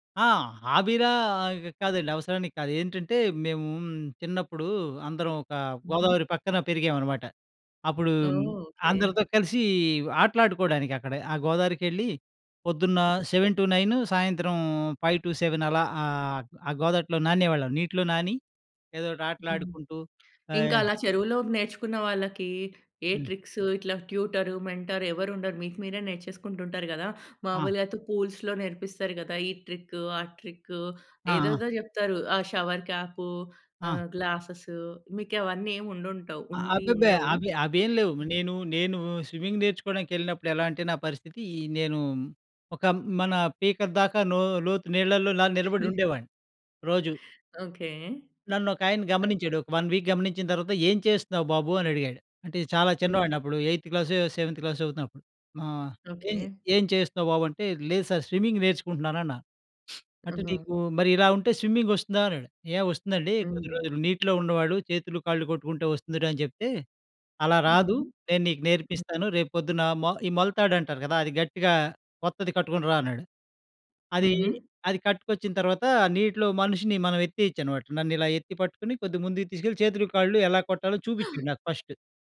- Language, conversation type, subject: Telugu, podcast, హాబీని తిరిగి పట్టుకోవడానికి మొదటి చిన్న అడుగు ఏమిటి?
- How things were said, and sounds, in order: in English: "హాబీలా"; in English: "సెవెన్ టు నైన్"; other background noise; in English: "ఫైవ్ టు సెవెన్"; other noise; in English: "ట్రిక్స్"; in English: "ట్యూటరు, మెంటర్"; in English: "పూల్స్‌లో"; in English: "ట్రిక్"; in English: "ట్రిక్"; in English: "షవర్ క్యాపూ"; in English: "గ్లాసెస్‌సూ"; in English: "స్విమ్మింగ్"; giggle; in English: "వన్ వీక్"; in English: "ఎయిథ్"; in English: "సెవెంత్ క్లాస్"; in English: "సార్ స్విమ్మింగ్"; in English: "స్విమ్మింగ్"; in English: "ఫస్ట్"